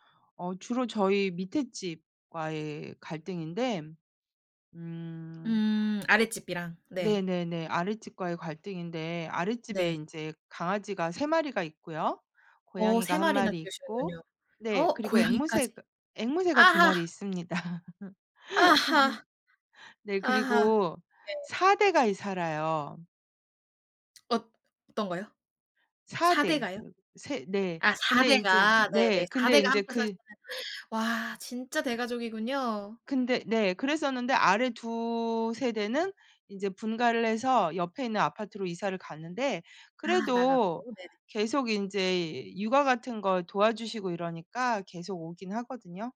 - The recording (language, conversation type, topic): Korean, podcast, 이웃 간 갈등이 생겼을 때 가장 원만하게 해결하는 방법은 무엇인가요?
- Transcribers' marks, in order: tapping; other background noise; laughing while speaking: "고양이까지"; laughing while speaking: "있습니다"